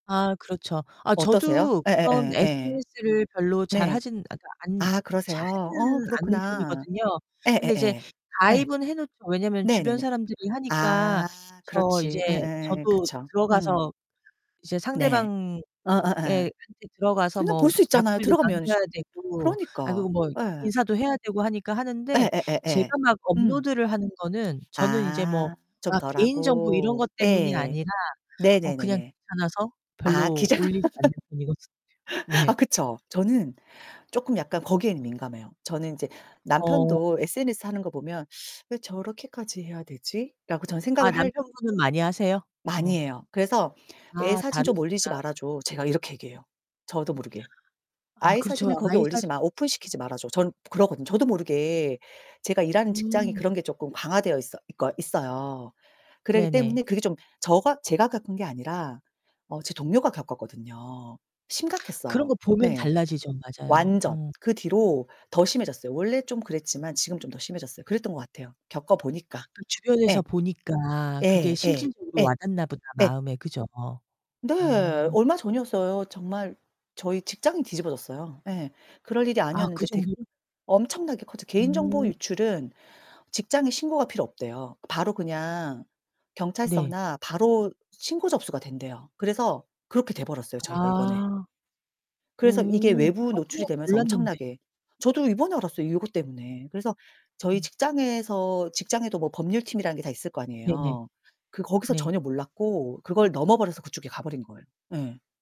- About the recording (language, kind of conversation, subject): Korean, unstructured, 개인정보가 유출된 적이 있나요, 그리고 그때 어떻게 대응하셨나요?
- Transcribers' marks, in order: unintelligible speech; distorted speech; unintelligible speech; laughing while speaking: "기자"; laugh; laughing while speaking: "편이거든요"; other background noise